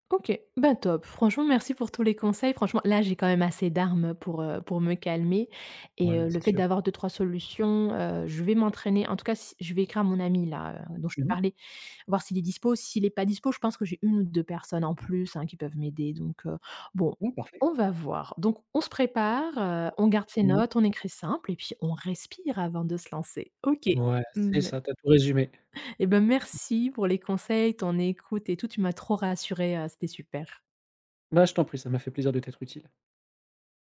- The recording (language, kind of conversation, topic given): French, advice, Comment décririez-vous votre anxiété avant de prendre la parole en public ?
- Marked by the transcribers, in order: other background noise